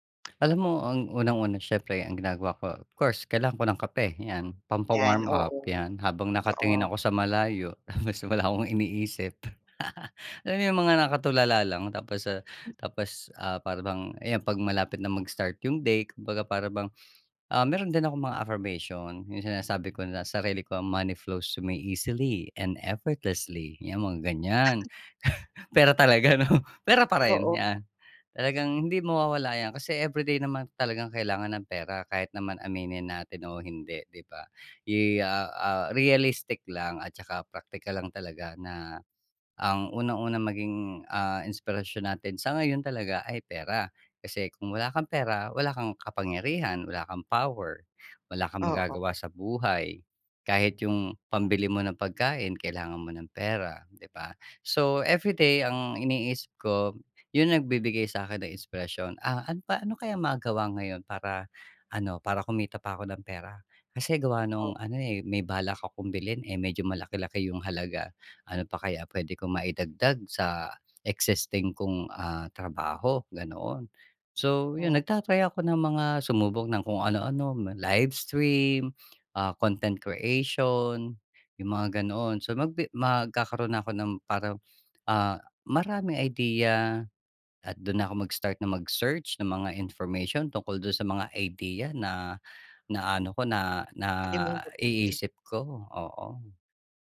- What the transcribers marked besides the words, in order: tongue click; "Totoo" said as "too"; wind; chuckle; other background noise; in English: "affirmation"; in English: "Money flows to me easily and effortlessly"; sneeze; laughing while speaking: "Pera talaga ‘no? Pera pa rin"
- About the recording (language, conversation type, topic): Filipino, podcast, Ano ang ginagawa mo para manatiling inspirado sa loob ng mahabang panahon?